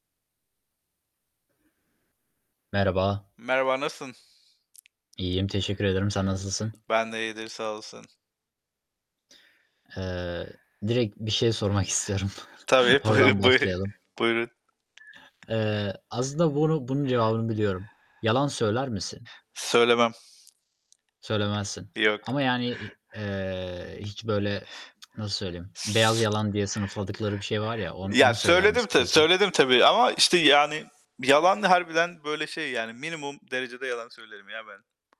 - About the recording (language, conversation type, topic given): Turkish, unstructured, Yalan söylemek hiç kabul edilebilir mi?
- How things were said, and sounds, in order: static; other background noise; laughing while speaking: "istiyorum"; chuckle; giggle; tapping; background speech; tsk